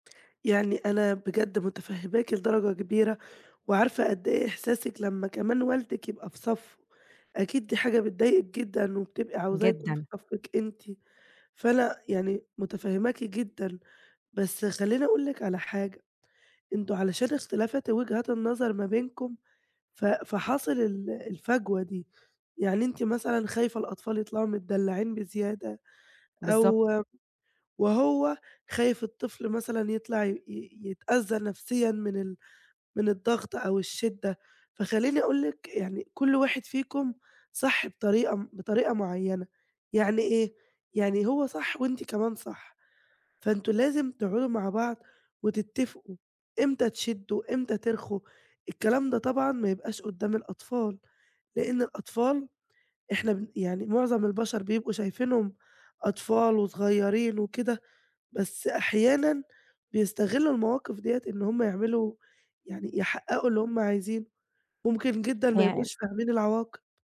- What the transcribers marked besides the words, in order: none
- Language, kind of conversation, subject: Arabic, advice, إزاي نحلّ خلافاتنا أنا وشريكي عن تربية العيال وقواعد البيت؟